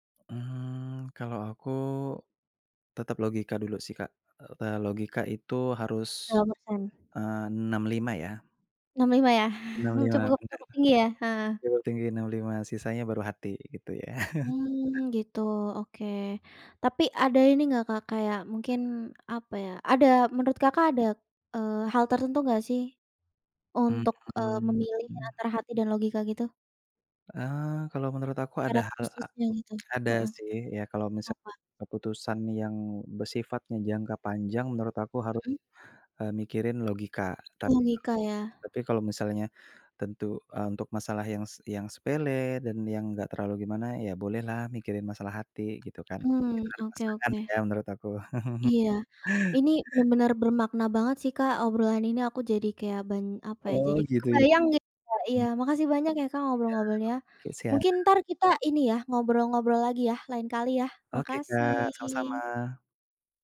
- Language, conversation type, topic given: Indonesian, podcast, Gimana cara kamu menimbang antara hati dan logika?
- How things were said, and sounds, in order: chuckle; chuckle; other background noise; drawn out: "Mmm"; tongue click; tapping; chuckle